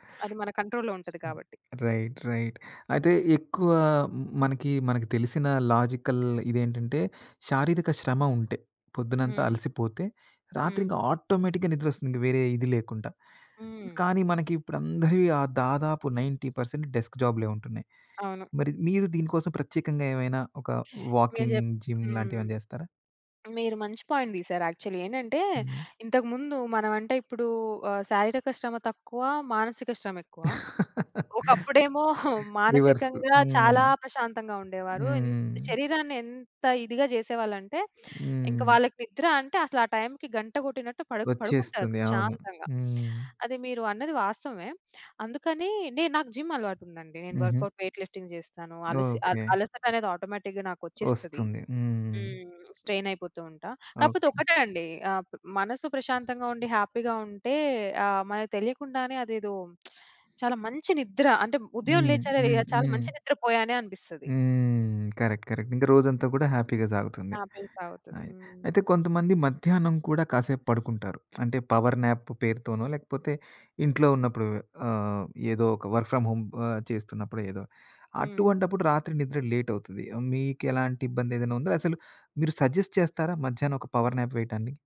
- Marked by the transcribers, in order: in English: "కంట్రోల్‌లో"; in English: "రైట్, రైట్"; in English: "లాజికల్"; in English: "ఆటోమేటిక్‌గా"; in English: "నైన్టీ పర్సెంట్ డెస్క్"; in English: "వాకింగ్, జిమ్"; in English: "పాయింట్"; in English: "యాక్చువల్లీ"; laugh; in English: "రివర్స్"; in English: "టైమ్‌కి"; in English: "జిమ్"; in English: "వర్కౌట్, వెయిట్ లిఫ్టింగ్"; in English: "ఆటోమేటిక్‌గా"; in English: "స్ట్రెయిన్"; other background noise; in English: "హ్యాపీగా"; lip smack; in English: "కరెక్ట్, కరెక్ట్"; in English: "హ్యాపీగా"; in English: "హ్యాపీగా"; lip smack; in English: "పవర్ న్యాప్"; in English: "వర్క్ ఫ్రం హోమ్"; in English: "లేట్"; in English: "సజెస్ట్"; in English: "పవర్ న్యాప్"
- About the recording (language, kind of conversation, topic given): Telugu, podcast, నిద్రను మెరుగుపరచుకోవడానికి మీరు పాటించే అలవాట్లు ఏవి?